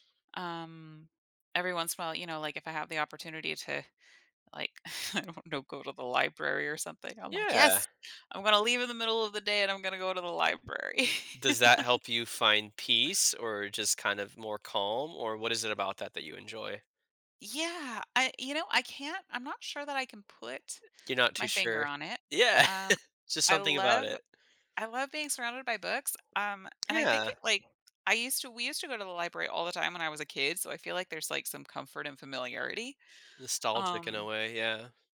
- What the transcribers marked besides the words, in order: laughing while speaking: "I don't know"; laugh; tapping; laugh
- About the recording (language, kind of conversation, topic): English, advice, How can I set boundaries and manage my time so work doesn't overrun my personal life?
- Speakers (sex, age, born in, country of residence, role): female, 35-39, United States, United States, user; male, 35-39, United States, United States, advisor